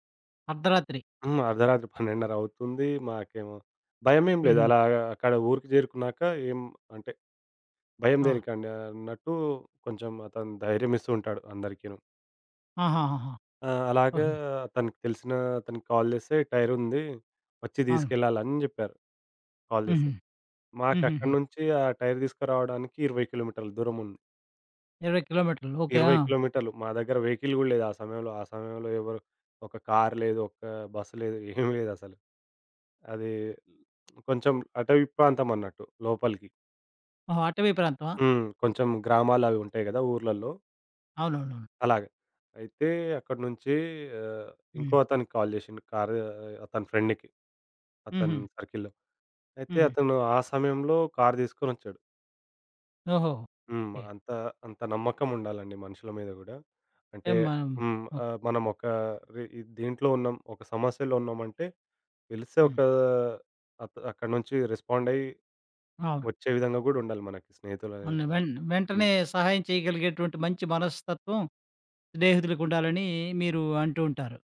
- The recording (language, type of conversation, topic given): Telugu, podcast, స్నేహితుడి మద్దతు నీ జీవితాన్ని ఎలా మార్చింది?
- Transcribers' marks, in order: other background noise; in English: "కాల్"; in English: "కాల్"; in English: "టైర్"; in English: "వెహికల్"; lip smack; tapping; in English: "కాల్"; in English: "ఫ్రెండ్‌కి"; in English: "సర్కిల్‌లో"